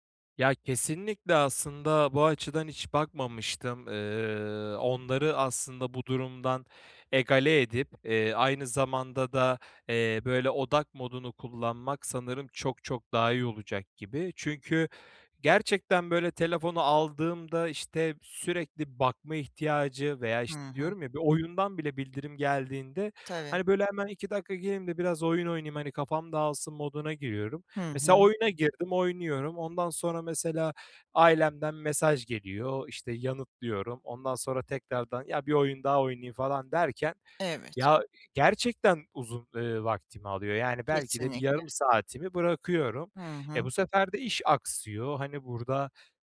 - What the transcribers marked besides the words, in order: none
- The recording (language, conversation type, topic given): Turkish, advice, E-postalarımı, bildirimlerimi ve dosyalarımı düzenli ve temiz tutmanın basit yolları nelerdir?